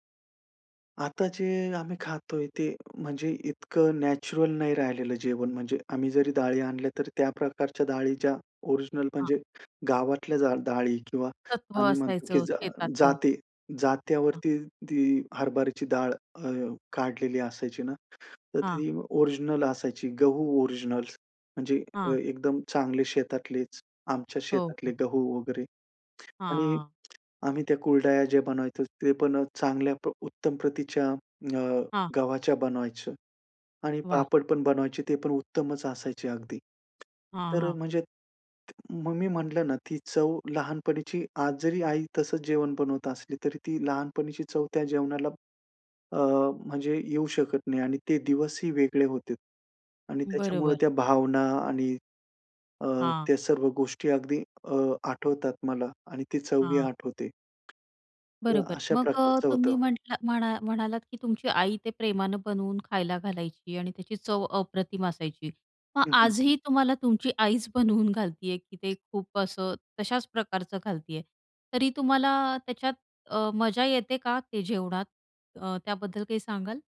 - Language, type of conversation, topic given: Marathi, podcast, बालपणीच्या जेवणाची आठवण तुम्हाला काय सांगते?
- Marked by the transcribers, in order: tapping; other background noise; laughing while speaking: "बनवून घालती आहे"